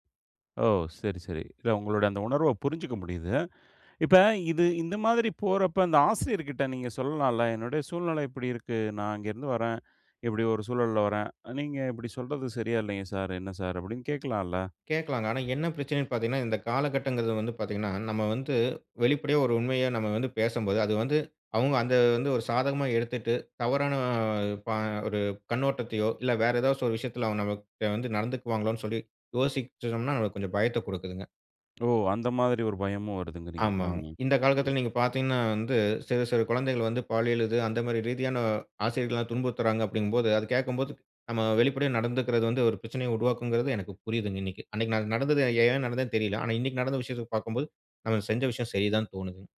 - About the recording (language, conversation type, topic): Tamil, podcast, மற்றவர்களுடன் உங்களை ஒப்பிடும் பழக்கத்தை நீங்கள் எப்படி குறைத்தீர்கள், அதற்கான ஒரு அனுபவத்தைப் பகிர முடியுமா?
- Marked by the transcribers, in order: "உங்களோட" said as "அவங்களோட"; "ஆந்த" said as "அந்த"; drawn out: "தவறான"; "கிட்ட" said as "அவன வந் இவன்"; "நடந்துக்குவாங்களோன்னு" said as "நடந்துக்குவாங்கன்னு"; "காலகட்டத்துல" said as "காலகத்துல"; "விஷயத்த" said as "விஷியத்த"; "பாக்கும்போது" said as "பாக்கம்போது"; "விஷயம்" said as "விஷியம்"; "தோணுதுங்க" said as "தோணுது"